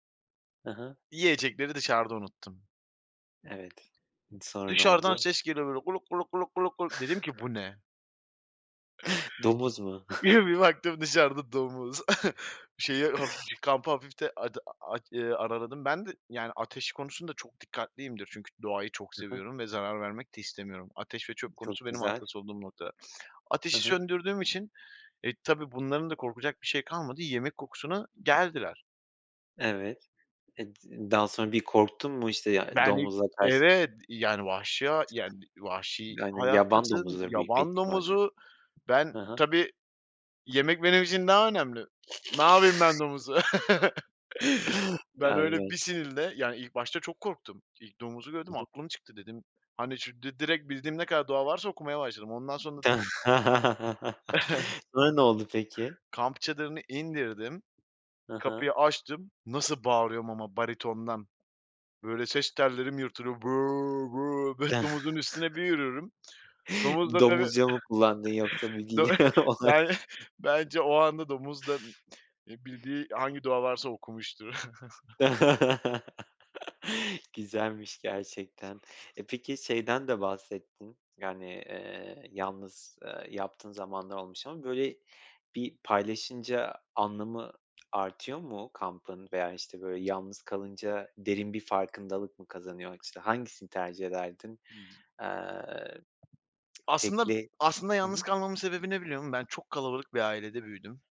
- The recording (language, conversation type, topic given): Turkish, podcast, Doğayla en çok hangi anlarda bağ kurduğunu düşünüyorsun?
- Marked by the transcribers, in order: other background noise; other noise; laughing while speaking: "Bir"; chuckle; tapping; chuckle; chuckle; chuckle; chuckle; laughing while speaking: "olarak?"; laughing while speaking: "dö ben"; chuckle